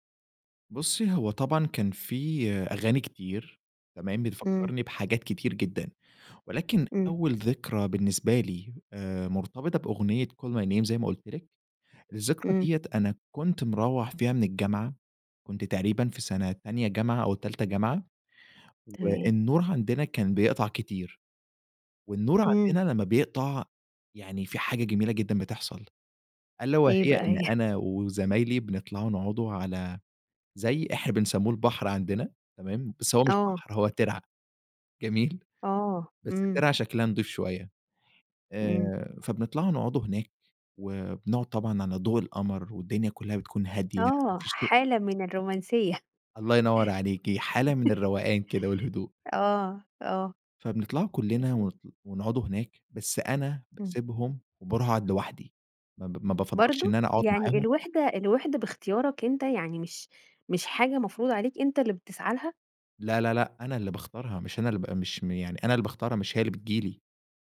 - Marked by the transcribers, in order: tapping; chuckle; unintelligible speech; chuckle
- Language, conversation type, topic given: Arabic, podcast, إيه دور الذكريات في حبّك لأغاني معيّنة؟